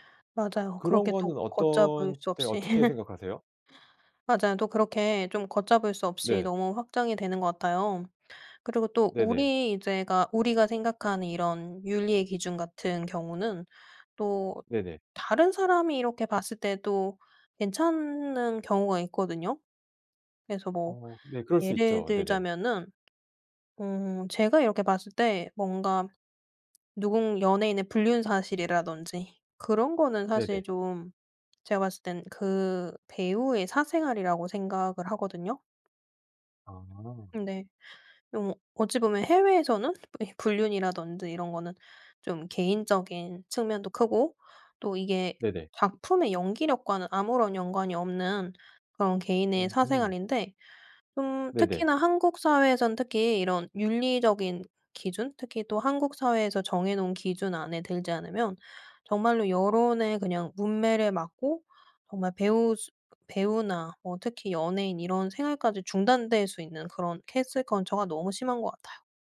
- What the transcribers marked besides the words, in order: laugh; tapping; other background noise; in English: "캔슬 컬처가"
- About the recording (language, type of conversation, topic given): Korean, podcast, ‘캔슬 컬처’에 대해 찬성하시나요, 아니면 반대하시나요?